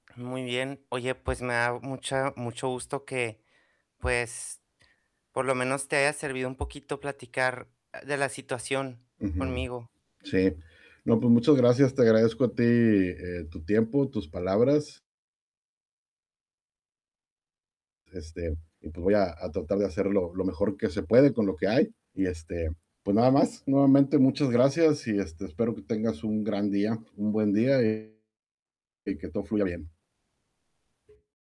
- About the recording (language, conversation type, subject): Spanish, advice, ¿Cómo puedo elegir recompensas significativas y sostenibles que me motiven y duren en el tiempo?
- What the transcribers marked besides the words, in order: distorted speech; other background noise